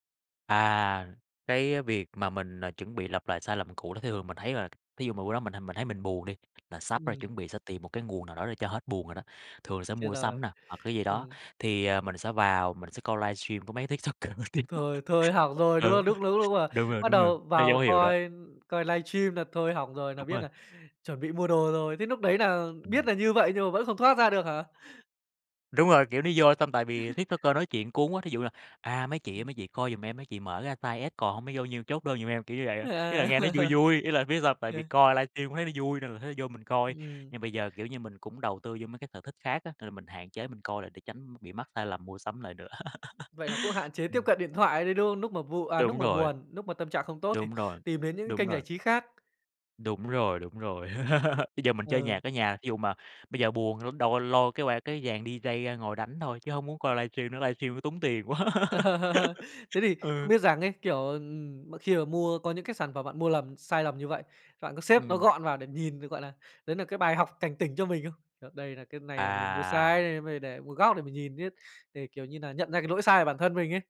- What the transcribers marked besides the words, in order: laughing while speaking: "TikToker nổi tiếng"; laugh; "lúc" said as "núc"; laugh; laugh; laugh; "Lúc" said as "núc"; "lúc" said as "núc"; "lúc" said as "núc"; tapping; laugh; in English: "D-J"; laugh; laughing while speaking: "quá"; laugh
- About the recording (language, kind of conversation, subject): Vietnamese, podcast, Bạn làm thế nào để tránh lặp lại những sai lầm cũ?